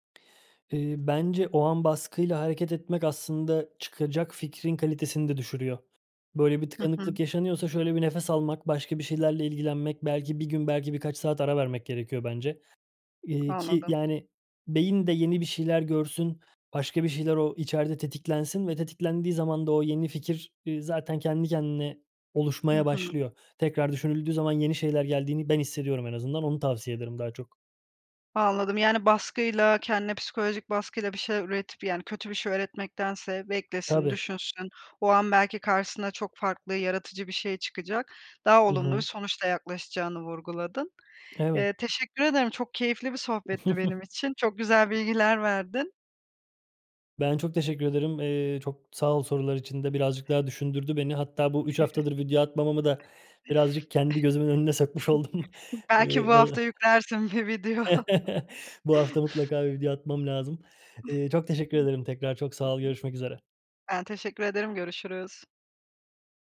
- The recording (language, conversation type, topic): Turkish, podcast, Yaratıcı tıkanıklıkla başa çıkma yöntemlerin neler?
- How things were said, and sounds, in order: other background noise; tapping; chuckle; chuckle; laughing while speaking: "sokmuş oldum"; laughing while speaking: "bir video"; chuckle; unintelligible speech